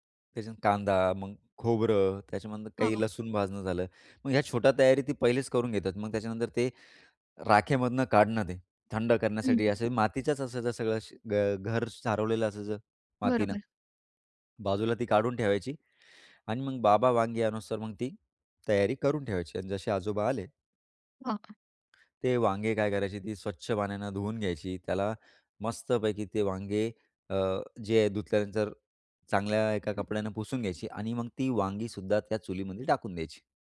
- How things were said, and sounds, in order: "आणेतोवर" said as "अणुस्तोवर"; other background noise
- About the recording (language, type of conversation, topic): Marathi, podcast, तुझ्या आजी-आजोबांच्या स्वयंपाकातली सर्वात स्मरणीय गोष्ट कोणती?